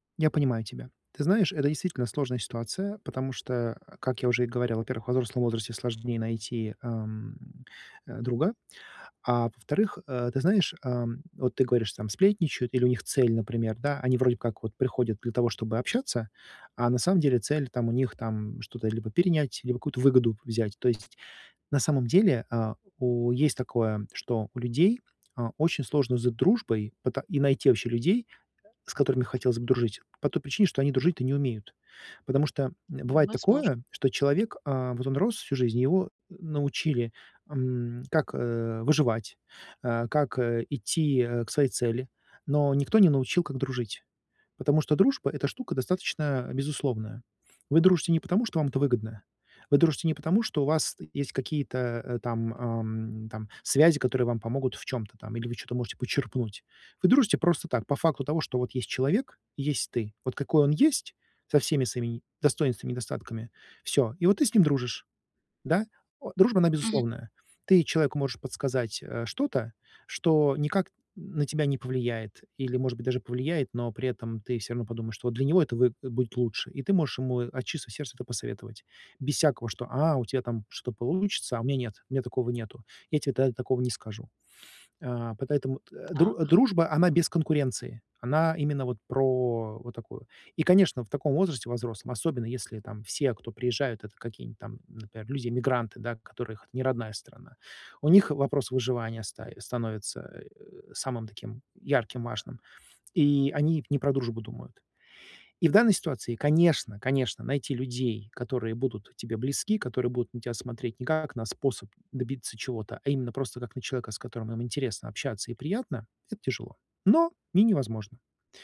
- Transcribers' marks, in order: tapping; other background noise
- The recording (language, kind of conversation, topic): Russian, advice, Как мне найти новых друзей во взрослом возрасте?